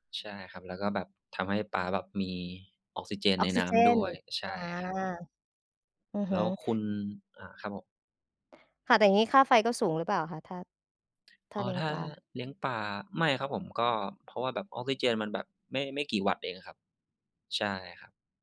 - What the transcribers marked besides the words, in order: tapping
- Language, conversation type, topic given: Thai, unstructured, คุณมีวิธีสร้างบรรยากาศที่ดีในบ้านอย่างไร?